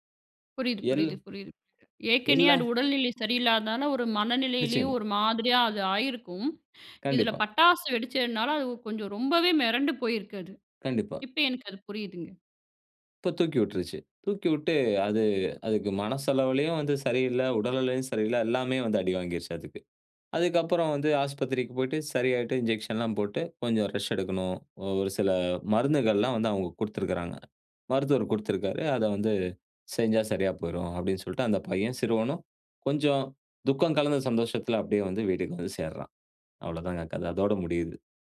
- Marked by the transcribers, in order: other background noise
- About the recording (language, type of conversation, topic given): Tamil, podcast, ஒரு கதையின் தொடக்கம், நடுத்தரம், முடிவு ஆகியவற்றை நீங்கள் எப்படித் திட்டமிடுவீர்கள்?